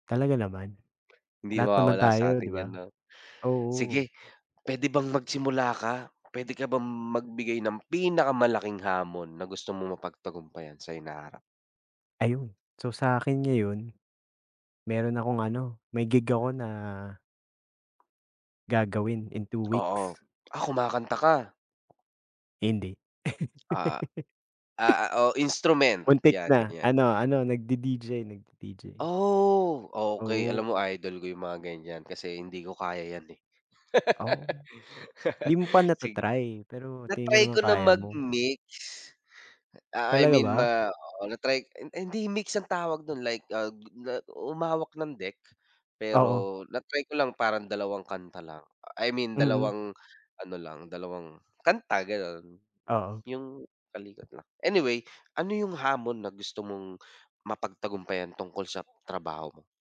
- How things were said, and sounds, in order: other background noise; gasp; chuckle; laugh; gasp
- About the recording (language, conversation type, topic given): Filipino, unstructured, Ano ang pinakamalaking hamon na nais mong mapagtagumpayan sa hinaharap?